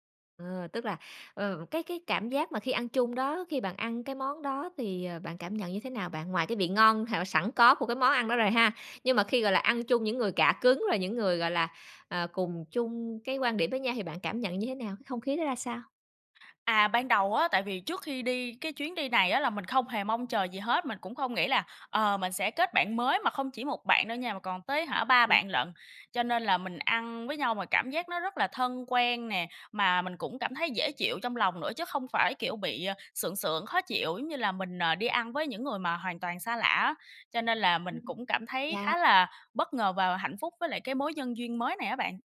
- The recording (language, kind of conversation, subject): Vietnamese, podcast, Bạn từng được người lạ mời ăn chung không?
- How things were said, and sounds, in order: tapping; unintelligible speech